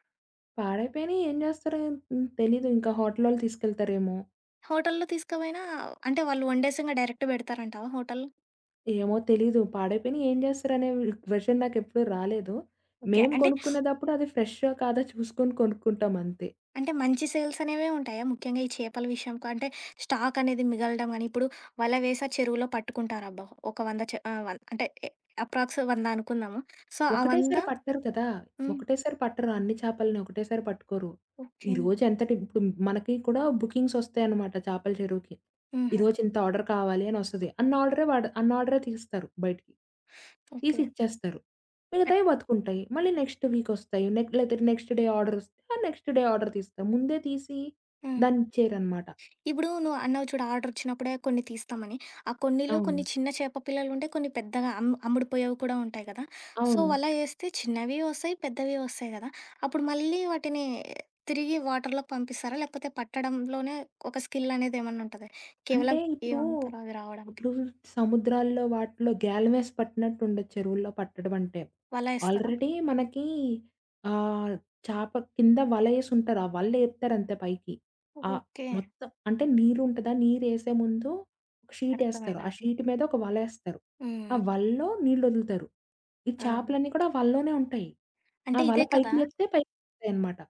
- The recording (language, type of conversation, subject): Telugu, podcast, మత్స్య ఉత్పత్తులను సుస్థిరంగా ఎంపిక చేయడానికి ఏమైనా సూచనలు ఉన్నాయా?
- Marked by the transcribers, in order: other background noise; in English: "డైరెక్ట్"; tapping; in English: "క్వెషన్"; sniff; in English: "సేల్స్"; in English: "సో"; in English: "బుకింగ్స్‌సోస్తాయన్నమాట"; in English: "ఆర్డర్"; sniff; in English: "నెక్స్ట్ డే"; in English: "నెక్స్ట్ డే ఆర్డర్"; in English: "సో"; in English: "వాటర్‌లోకి"; in English: "ఆల్రెడీ"; in English: "షీట్"